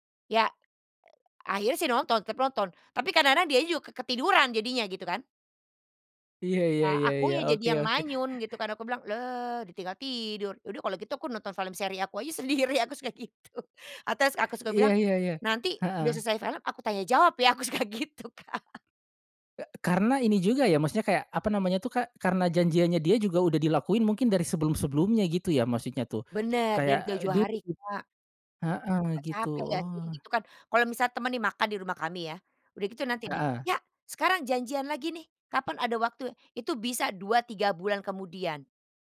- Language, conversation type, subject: Indonesian, podcast, Pernahkah kamu mengalami stereotip budaya, dan bagaimana kamu meresponsnya?
- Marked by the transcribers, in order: tapping; chuckle; other background noise; laughing while speaking: "sendiri, aku suka gitu"; laughing while speaking: "suka gitu Kak"; unintelligible speech